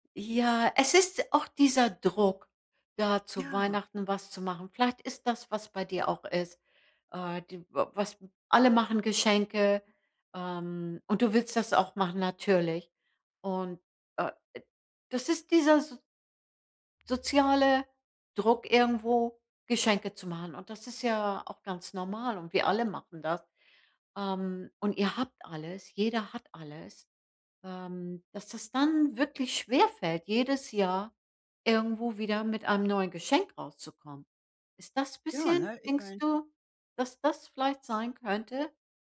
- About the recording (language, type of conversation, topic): German, advice, Wie finde ich originelle Geschenke für Freunde und Familie?
- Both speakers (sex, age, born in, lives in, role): female, 55-59, Germany, United States, user; female, 65-69, Germany, United States, advisor
- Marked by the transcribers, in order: none